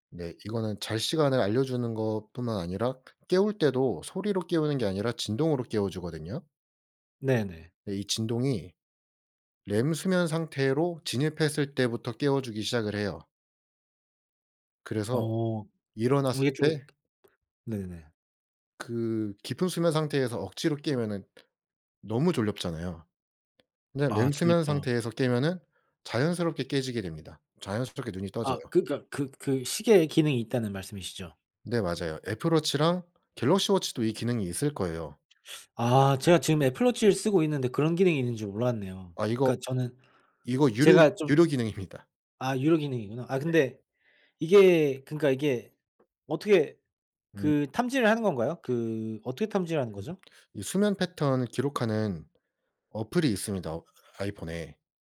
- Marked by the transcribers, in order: tapping; "졸립잖아요" said as "졸렵잖아요"; other background noise; laughing while speaking: "유료기능입니다"
- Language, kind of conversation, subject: Korean, unstructured, 좋은 감정을 키우기 위해 매일 실천하는 작은 습관이 있으신가요?